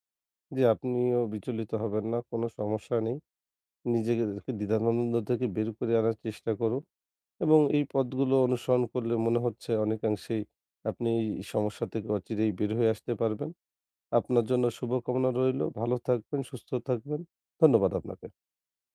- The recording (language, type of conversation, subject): Bengali, advice, সম্পর্কে স্বাধীনতা ও ঘনিষ্ঠতার মধ্যে কীভাবে ভারসাম্য রাখবেন?
- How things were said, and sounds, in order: none